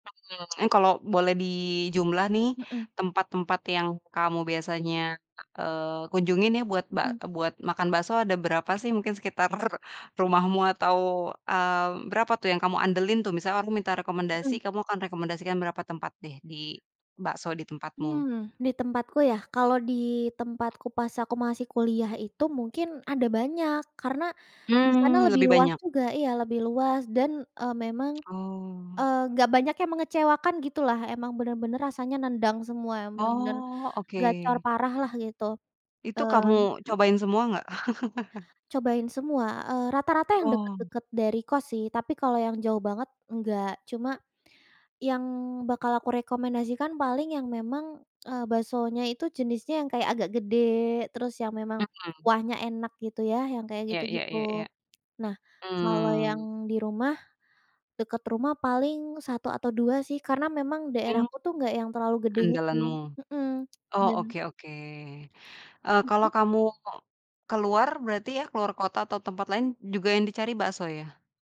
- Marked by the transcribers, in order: tapping; tongue click; laugh
- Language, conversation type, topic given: Indonesian, podcast, Apa makanan sederhana yang selalu membuat kamu bahagia?